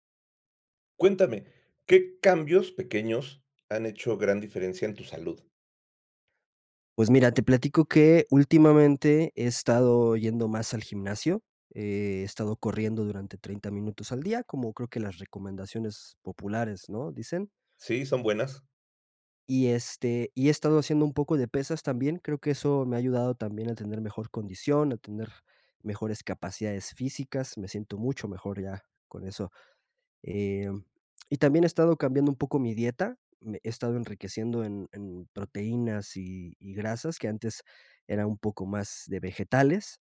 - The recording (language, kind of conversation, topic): Spanish, podcast, ¿Qué pequeños cambios han marcado una gran diferencia en tu salud?
- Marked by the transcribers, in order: none